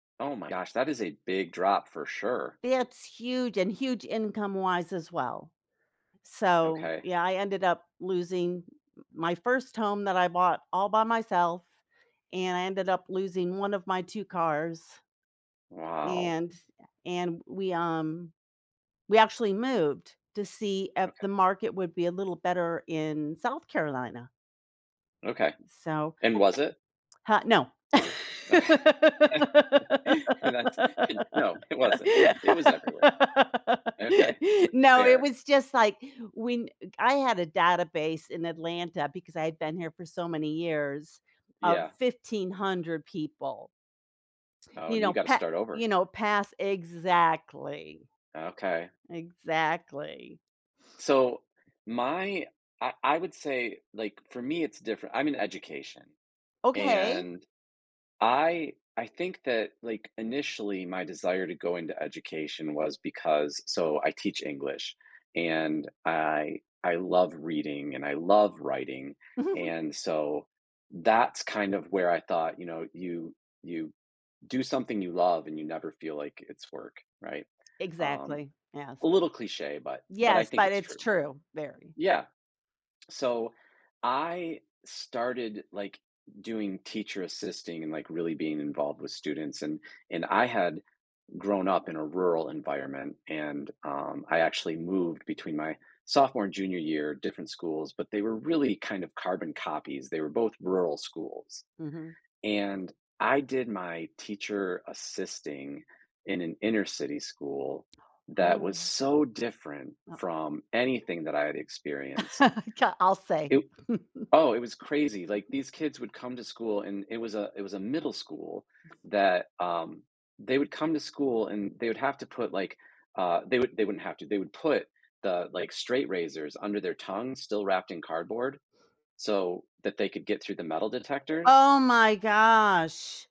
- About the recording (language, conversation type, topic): English, unstructured, How have unexpected moments shaped your career journey?
- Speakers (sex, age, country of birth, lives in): female, 60-64, United States, United States; male, 50-54, United States, United States
- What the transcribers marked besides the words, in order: other background noise; laugh; laughing while speaking: "Okay, and that's"; chuckle; chuckle; chuckle